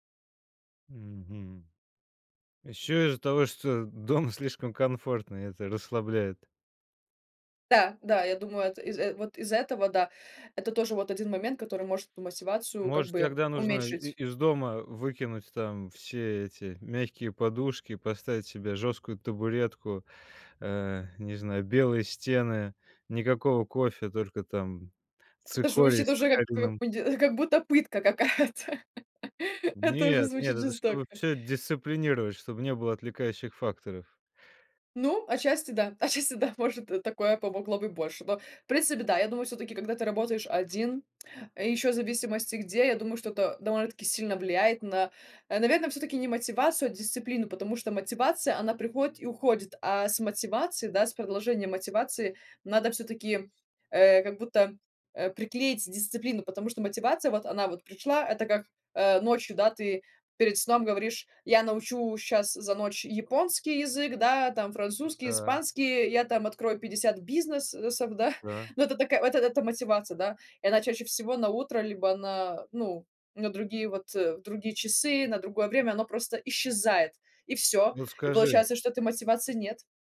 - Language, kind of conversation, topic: Russian, podcast, Как ты находишь мотивацию не бросать новое дело?
- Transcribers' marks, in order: laughing while speaking: "дом"; other background noise; tapping; laughing while speaking: "как будто пытка какая-то"; laugh; laughing while speaking: "отчасти да"; tongue click